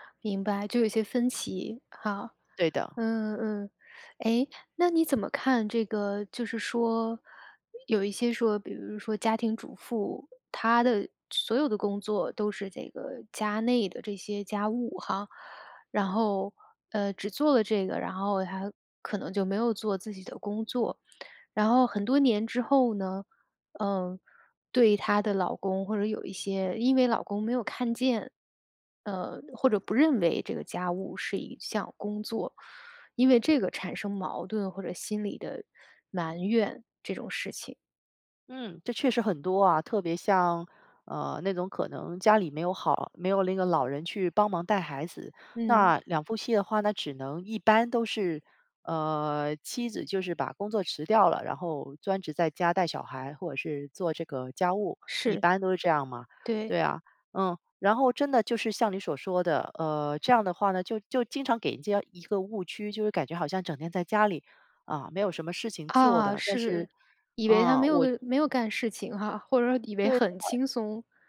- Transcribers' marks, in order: none
- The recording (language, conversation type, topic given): Chinese, podcast, 如何更好地沟通家务分配？